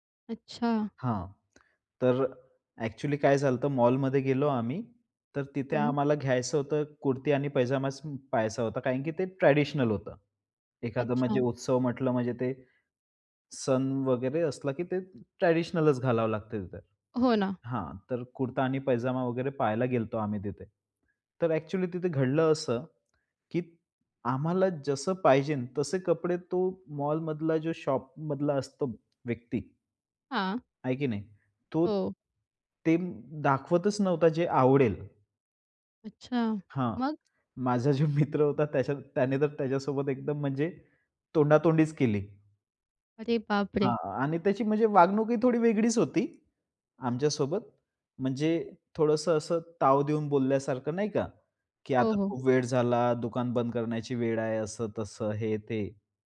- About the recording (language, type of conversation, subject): Marathi, podcast, सण-उत्सवांमध्ये तुम्ही तुमची वेशभूषा आणि एकूण लूक कसा बदलता?
- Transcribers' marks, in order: other background noise; tapping; in English: "ट्रेडिशनल"; in English: "ट्रेडिशनलचं"; laughing while speaking: "माझा जो मित्र होता त्याच्या, त्याने"